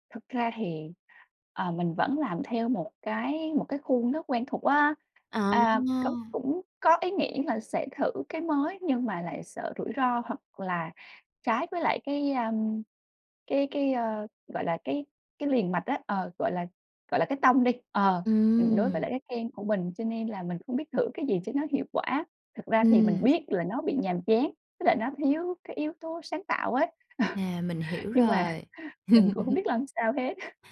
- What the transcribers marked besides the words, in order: drawn out: "À"; tapping; laugh; other background noise
- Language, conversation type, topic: Vietnamese, advice, Làm sao để lấy lại động lực khi bị bế tắc và thấy tiến bộ chững lại?
- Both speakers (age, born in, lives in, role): 25-29, Vietnam, Malaysia, user; 30-34, Vietnam, Vietnam, advisor